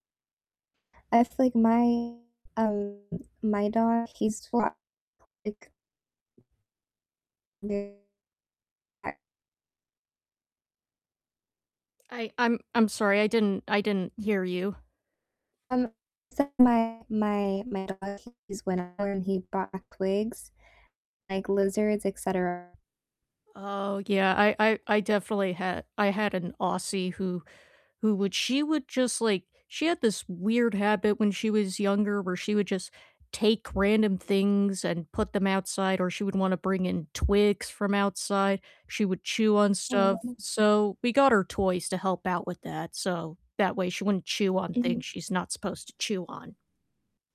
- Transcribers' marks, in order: distorted speech; unintelligible speech; other background noise; unintelligible speech; tapping
- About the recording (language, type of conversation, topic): English, unstructured, How do pets show their owners that they love them?
- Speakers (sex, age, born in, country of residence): female, 20-24, United States, United States; female, 30-34, United States, United States